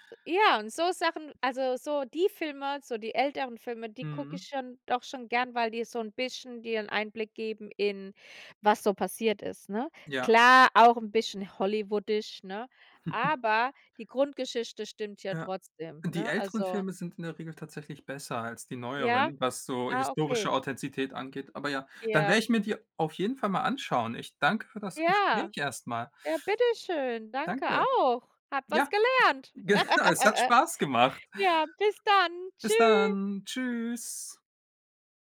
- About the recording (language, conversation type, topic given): German, unstructured, Welche historische Persönlichkeit findest du besonders inspirierend?
- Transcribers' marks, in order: chuckle; "Authentizität" said as "Authenzität"; laughing while speaking: "genau"; giggle